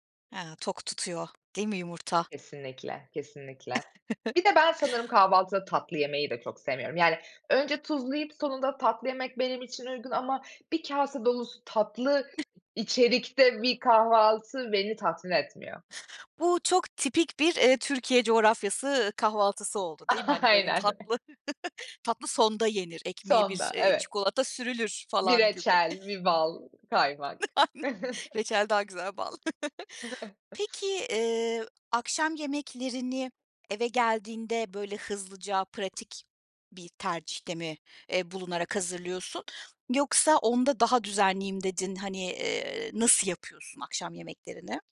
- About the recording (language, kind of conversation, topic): Turkish, podcast, Beslenme alışkanlıklarını nasıl düzenliyorsun, paylaşır mısın?
- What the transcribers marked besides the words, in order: other background noise; tapping; giggle; laughing while speaking: "Aynen"; chuckle; chuckle; unintelligible speech; chuckle; giggle